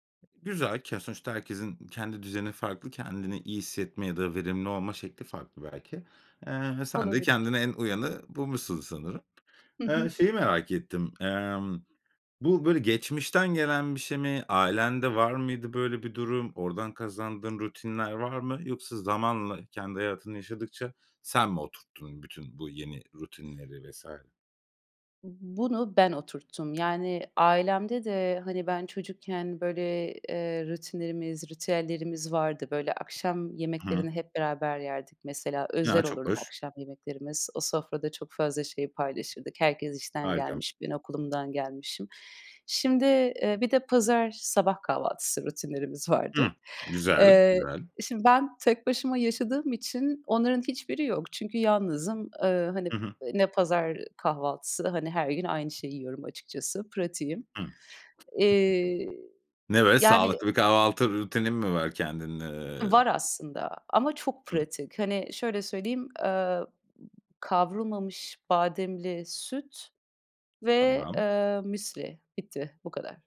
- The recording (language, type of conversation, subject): Turkish, podcast, Evde sakinleşmek için uyguladığın küçük ritüeller nelerdir?
- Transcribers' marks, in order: tapping; other background noise; laughing while speaking: "vardı"; giggle